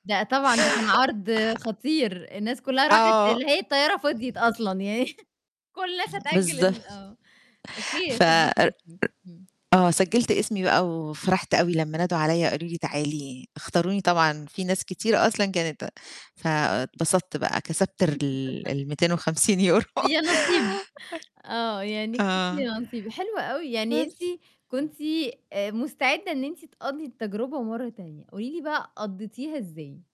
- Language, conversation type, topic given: Arabic, podcast, احكيلي عن مرة اضطريت تبات في المطار؟
- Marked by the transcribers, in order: tapping; distorted speech; other noise; laugh; chuckle; other background noise